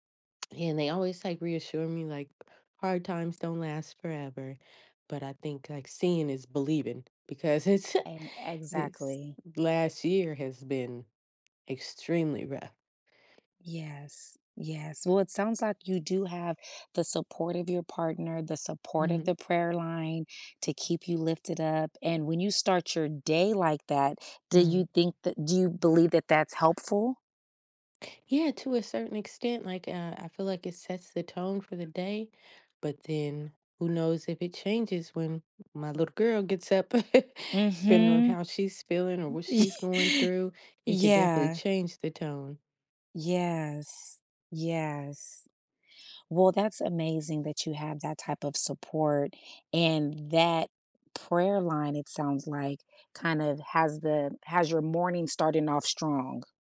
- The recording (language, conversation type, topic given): English, advice, How can I reduce stress while balancing parenting, work, and my relationship?
- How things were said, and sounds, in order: other background noise; chuckle; chuckle; laughing while speaking: "Y y"; tapping